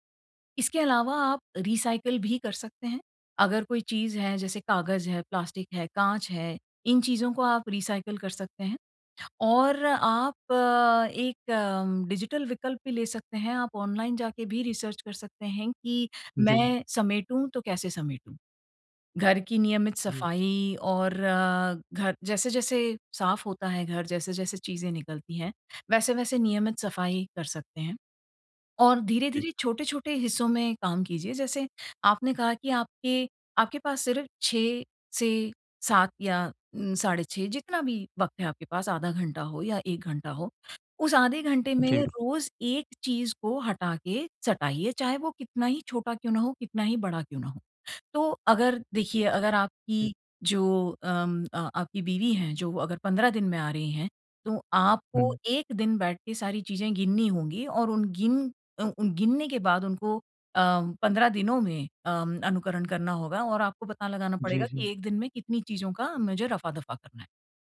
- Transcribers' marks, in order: in English: "रीसायकल"; in English: "रीसायकल"; in English: "डिजिटल"; in English: "रिसर्च"
- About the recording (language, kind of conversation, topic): Hindi, advice, मैं अपने घर की अनावश्यक चीज़ें कैसे कम करूँ?